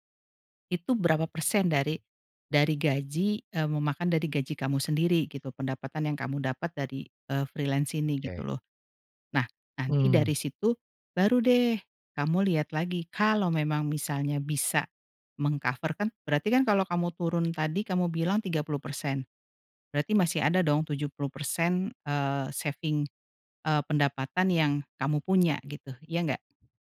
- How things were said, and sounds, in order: other background noise; in English: "freelance"; in English: "meng-cover"; in English: "saving"
- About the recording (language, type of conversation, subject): Indonesian, advice, Bagaimana cara menghadapi ketidakpastian keuangan setelah pengeluaran mendadak atau penghasilan menurun?